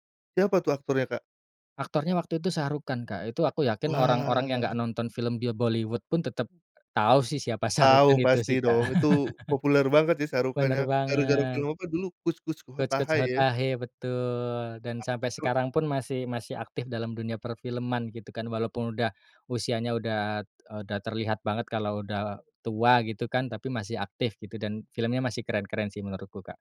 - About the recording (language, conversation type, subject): Indonesian, podcast, Ceritakan pengalaman pertama kali kamu menonton film di bioskop yang paling berkesan?
- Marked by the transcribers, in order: other background noise; chuckle; unintelligible speech